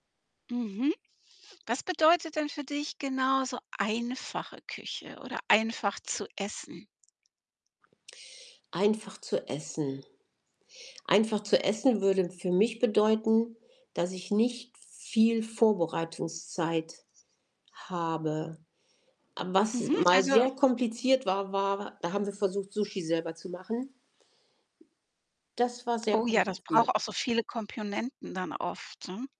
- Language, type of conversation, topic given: German, podcast, Wie kannst du saisonal und trotzdem ganz unkompliziert essen?
- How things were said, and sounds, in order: static; other background noise; distorted speech; "Komponenten" said as "Kompionenten"